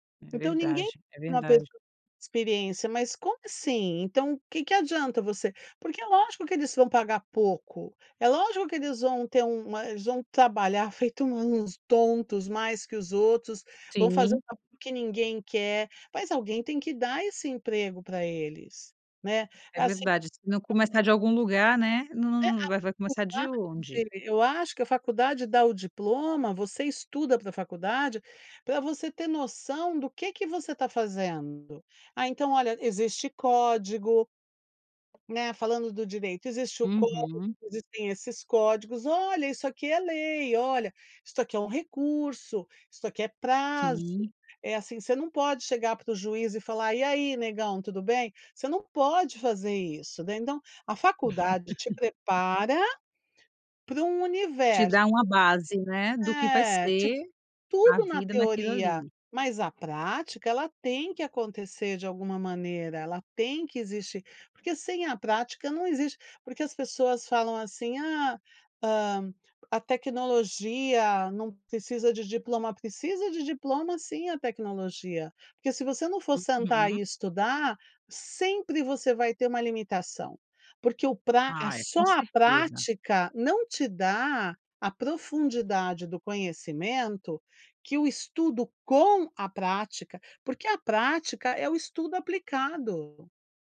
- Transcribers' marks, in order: unintelligible speech; unintelligible speech; unintelligible speech; tapping; laugh; other noise
- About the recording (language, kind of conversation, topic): Portuguese, podcast, O que é mais útil: diplomas ou habilidades práticas?
- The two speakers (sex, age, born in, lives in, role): female, 35-39, Brazil, Italy, host; female, 60-64, Brazil, United States, guest